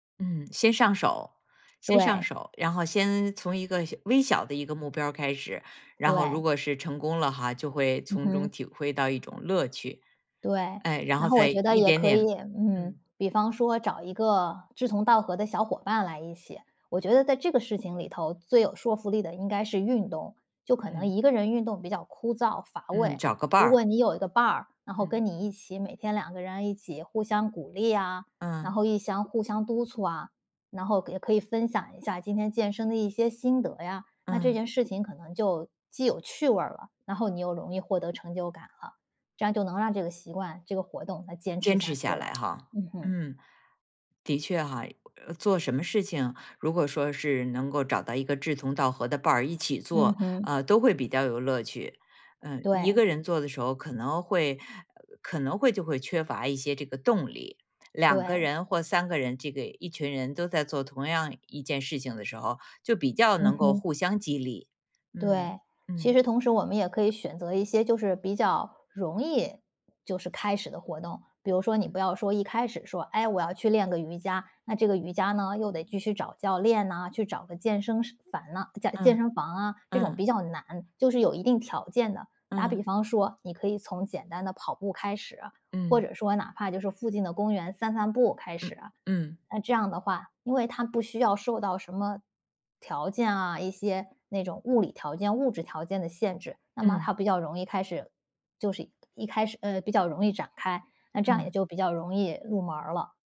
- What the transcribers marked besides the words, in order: tapping; other background noise; "房" said as "烦"
- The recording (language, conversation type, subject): Chinese, podcast, 有什么活动能让你既放松又有成就感？